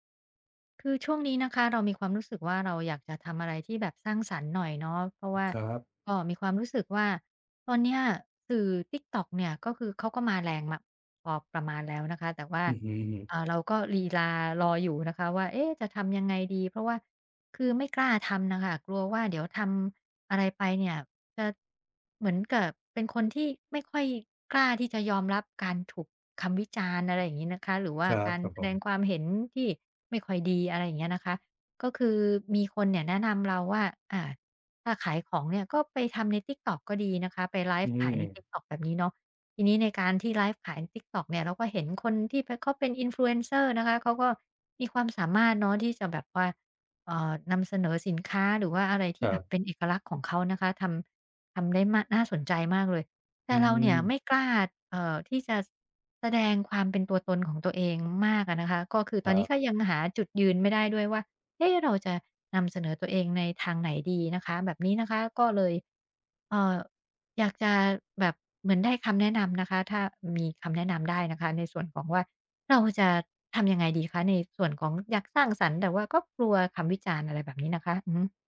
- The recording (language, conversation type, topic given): Thai, advice, อยากทำงานสร้างสรรค์แต่กลัวถูกวิจารณ์
- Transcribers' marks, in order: tapping